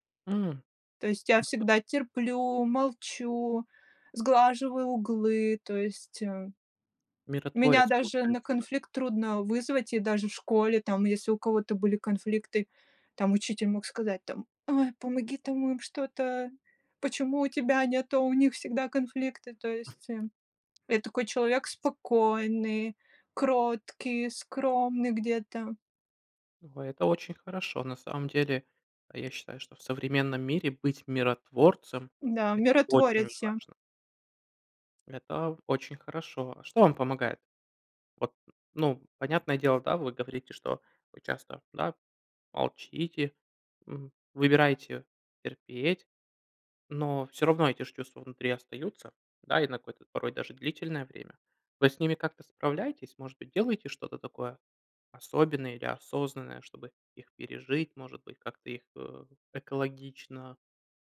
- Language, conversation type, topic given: Russian, unstructured, Что важнее — победить в споре или сохранить дружбу?
- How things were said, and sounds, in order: other noise; tapping; other background noise; background speech